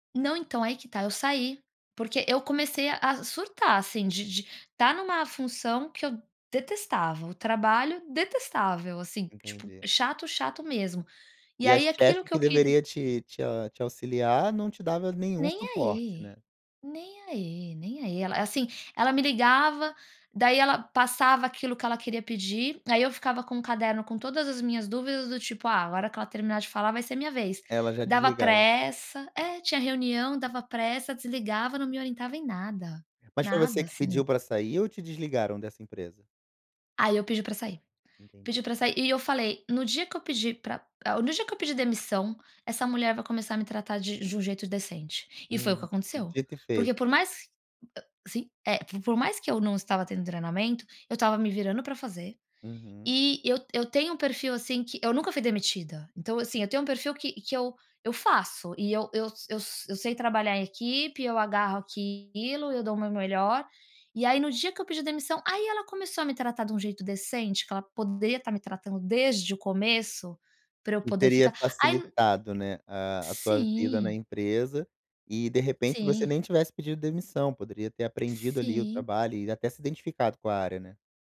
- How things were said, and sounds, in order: none
- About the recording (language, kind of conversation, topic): Portuguese, advice, Como posso descrever de que forma me autossaboto diante de oportunidades profissionais?